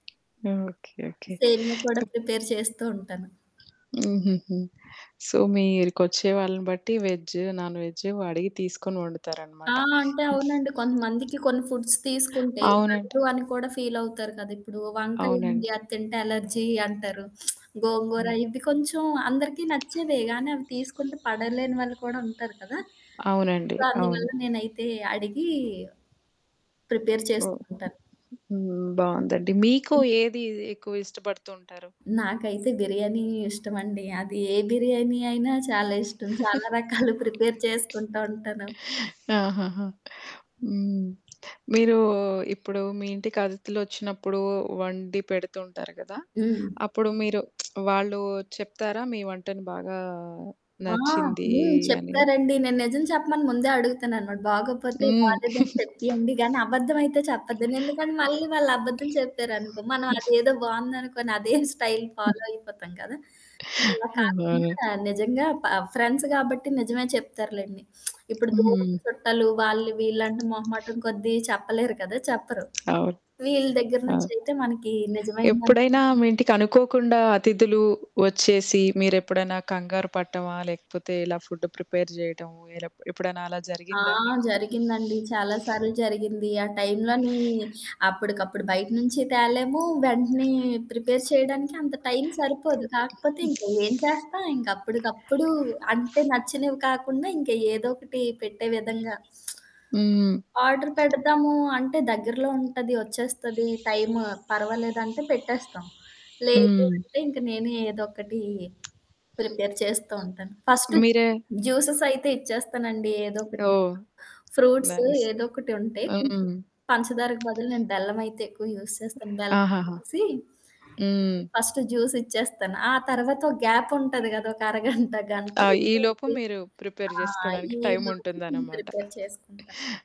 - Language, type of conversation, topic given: Telugu, podcast, అతిథుల కోసం వంట చేసేటప్పుడు మీరు ప్రత్యేకంగా ఏం చేస్తారు?
- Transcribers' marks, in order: tapping; unintelligible speech; in English: "ప్రిపేర్"; other background noise; in English: "సో"; in English: "ఫుడ్స్"; distorted speech; in English: "అలర్జీ"; lip smack; static; in English: "సొ"; in English: "ప్రిపేర్"; giggle; laughing while speaking: "రకాలు ప్రిపేర్ చేసుకుంటా ఉంటాను"; in English: "ప్రిపేర్"; lip smack; giggle; in English: "స్టైల్ ఫాలో"; in English: "ఫ్రెండ్స్"; lip smack; in English: "ప్రిపేర్"; in English: "ప్రిపేర్"; in English: "ఆర్డర్"; in English: "ప్రిపేర్"; in English: "ఫస్ట్ జ్యూసెస్"; in English: "ఫ్రూట్స్"; in English: "నైస్"; in English: "యూజ్"; in English: "ఫస్ట్"; in English: "గ్యాప్"; giggle; in English: "ప్రిపేర్"; in English: "ప్రిపేర్"